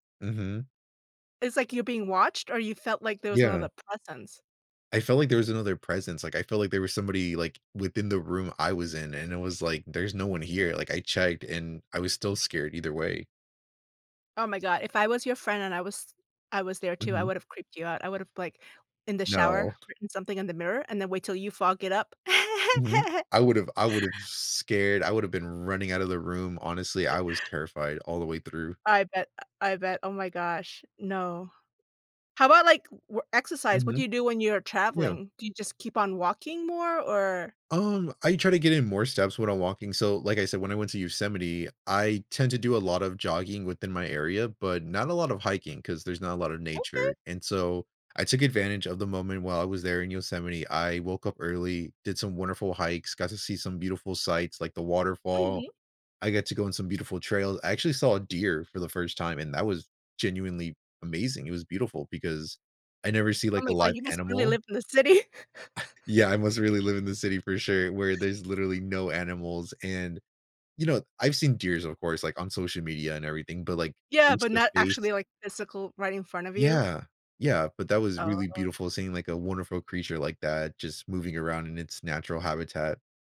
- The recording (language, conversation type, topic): English, unstructured, How can I keep my sleep and workouts on track while traveling?
- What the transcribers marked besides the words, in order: other background noise; tapping; laugh; chuckle; laughing while speaking: "city"; chuckle